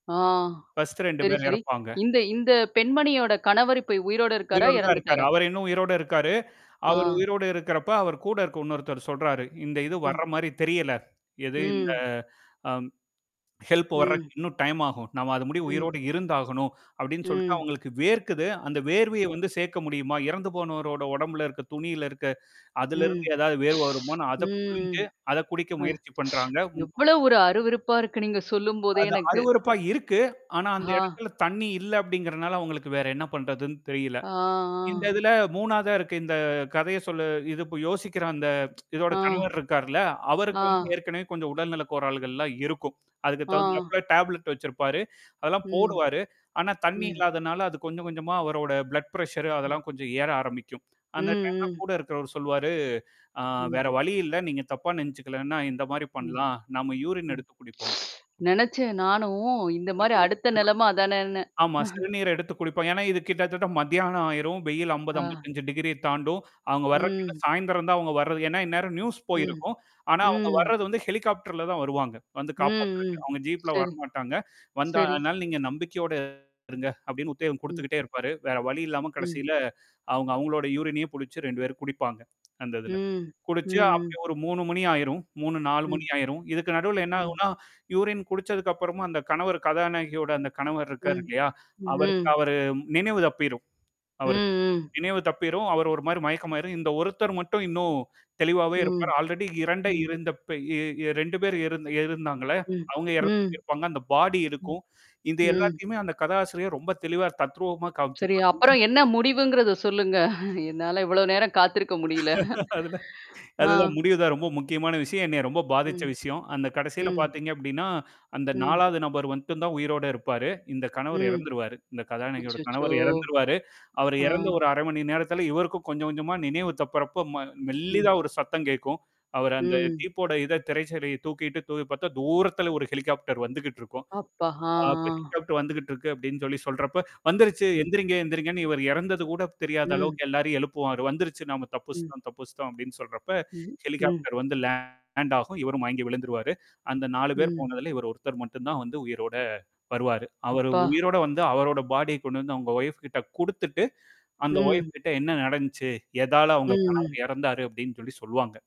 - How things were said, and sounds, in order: static; background speech; other background noise; in English: "ஹெல்ப்"; sniff; unintelligible speech; other noise; tsk; in English: "டேப்லெட்"; in English: "ப்ளட் பிரச்சர்"; distorted speech; teeth sucking; in English: "யூரின்"; unintelligible speech; laugh; tapping; in English: "ஆல்ரெடி"; in English: "பாடி"; unintelligible speech; laugh; chuckle; inhale; in English: "டீப்போட"; unintelligible speech; in English: "லேண்ட்"; in English: "பாடிய"
- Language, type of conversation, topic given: Tamil, podcast, ஒரு கதை உங்கள் வாழ்க்கையை எப்படிப் பாதித்தது?